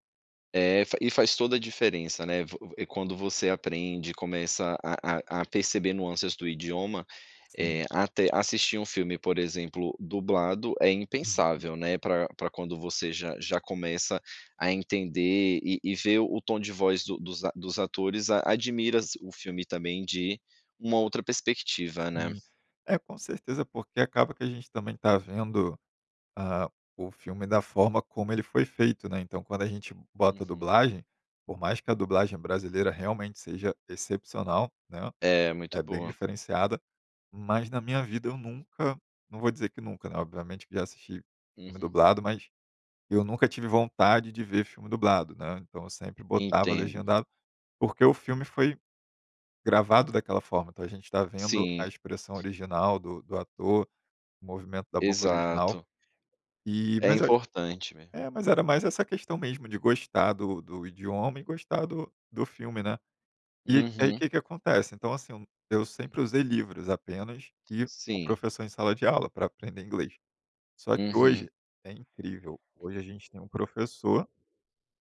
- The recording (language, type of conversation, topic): Portuguese, podcast, Como a tecnologia ajuda ou atrapalha seus estudos?
- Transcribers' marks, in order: "nuances" said as "nuâncias"